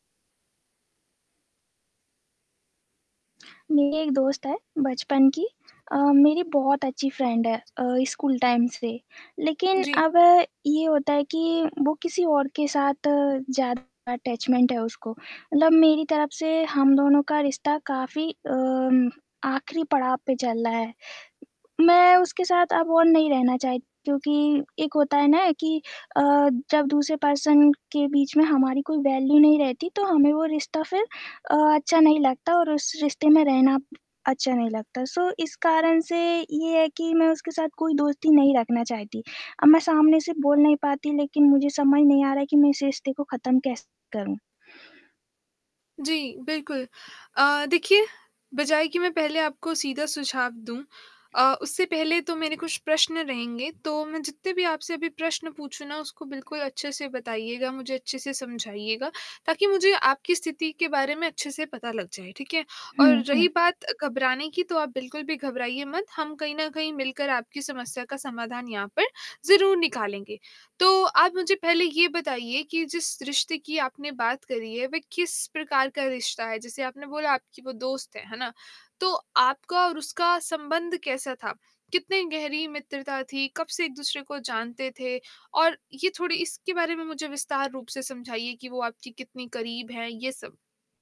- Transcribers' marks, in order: tapping; static; distorted speech; other background noise; in English: "फ्रेंड"; in English: "टाइम"; in English: "अटैचमेंट"; in English: "पर्सन"; in English: "वैल्यू"; in English: "सो"
- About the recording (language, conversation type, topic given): Hindi, advice, मैं किसी रिश्ते को सम्मानपूर्वक समाप्त करने के बारे में कैसे बात करूँ?